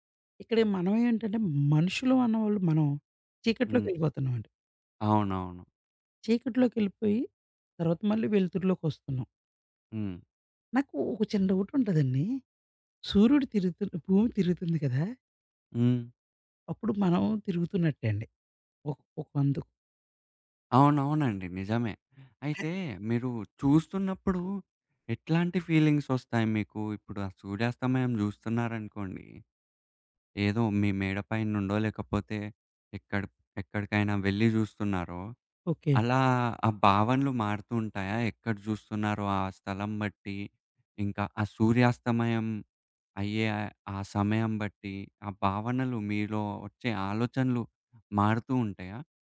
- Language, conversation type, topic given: Telugu, podcast, సూర్యాస్తమయం చూసిన తర్వాత మీ దృష్టికోణంలో ఏ మార్పు వచ్చింది?
- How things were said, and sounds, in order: none